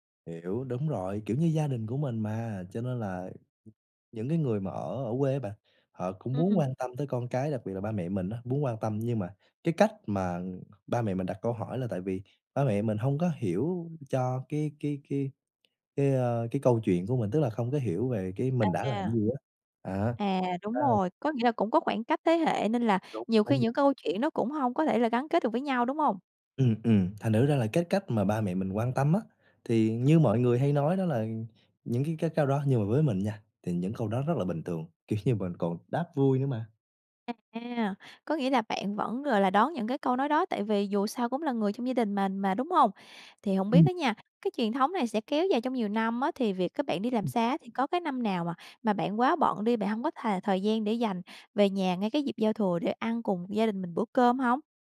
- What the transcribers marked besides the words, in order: laughing while speaking: "kiểu như"
- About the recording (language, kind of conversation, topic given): Vietnamese, podcast, Bạn có thể kể về một bữa ăn gia đình đáng nhớ của bạn không?